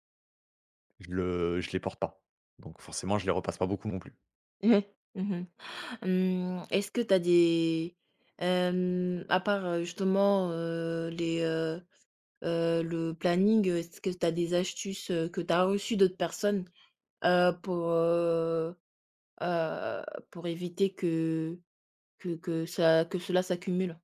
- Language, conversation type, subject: French, unstructured, Pourquoi les tâches ménagères semblent-elles toujours s’accumuler ?
- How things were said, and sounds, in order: none